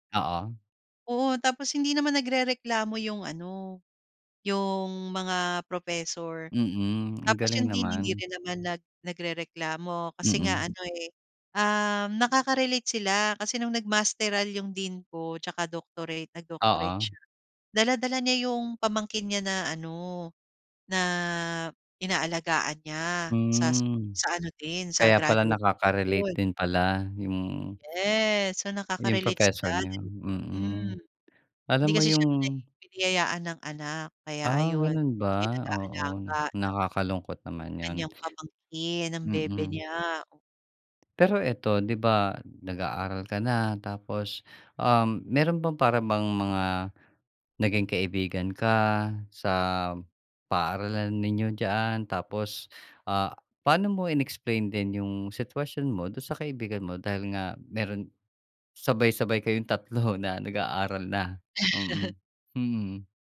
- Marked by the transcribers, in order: chuckle
- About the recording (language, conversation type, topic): Filipino, podcast, Puwede mo bang ikuwento kung paano nagsimula ang paglalakbay mo sa pag-aaral?